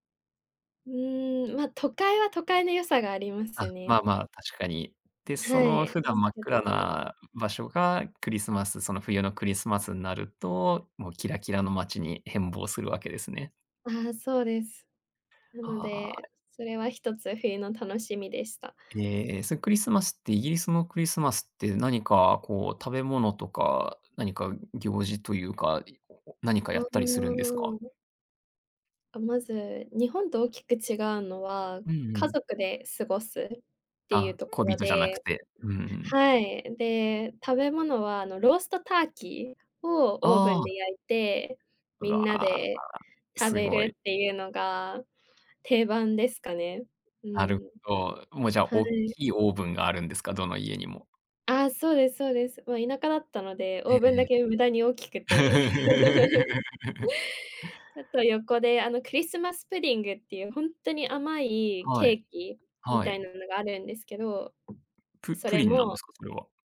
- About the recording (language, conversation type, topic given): Japanese, podcast, 季節ごとに楽しみにしていることは何ですか？
- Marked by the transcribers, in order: other background noise; chuckle; in English: "クリスマスプディング"; tapping